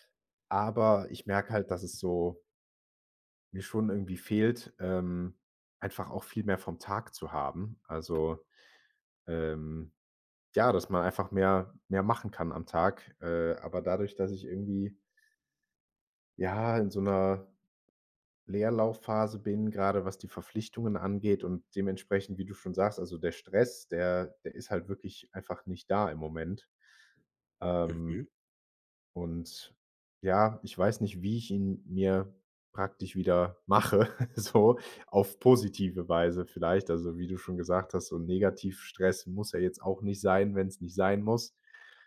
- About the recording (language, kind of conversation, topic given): German, advice, Warum fällt es dir schwer, einen regelmäßigen Schlafrhythmus einzuhalten?
- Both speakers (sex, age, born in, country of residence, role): male, 25-29, Germany, Germany, advisor; male, 25-29, Germany, Germany, user
- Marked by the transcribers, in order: other background noise; laughing while speaking: "mache"